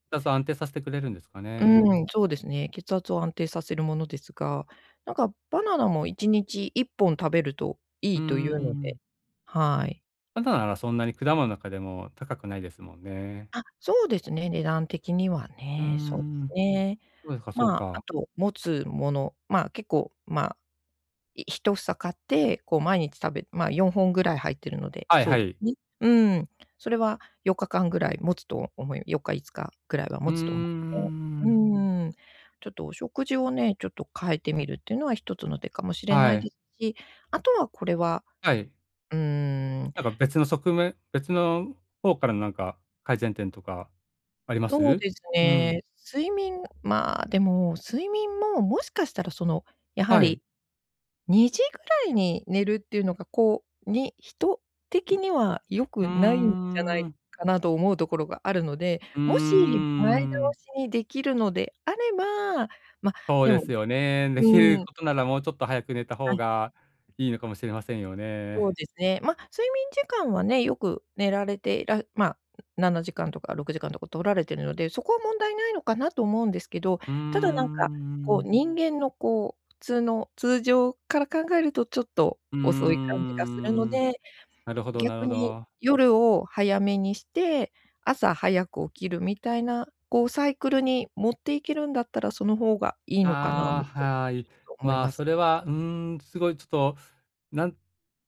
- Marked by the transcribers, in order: none
- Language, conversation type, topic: Japanese, advice, 体力がなくて日常生活がつらいと感じるのはなぜですか？